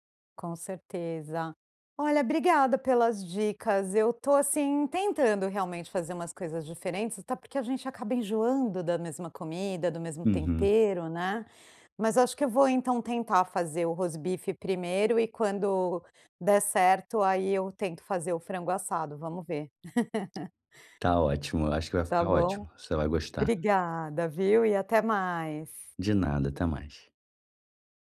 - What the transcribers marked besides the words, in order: laugh
- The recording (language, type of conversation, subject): Portuguese, advice, Como posso me sentir mais seguro ao cozinhar pratos novos?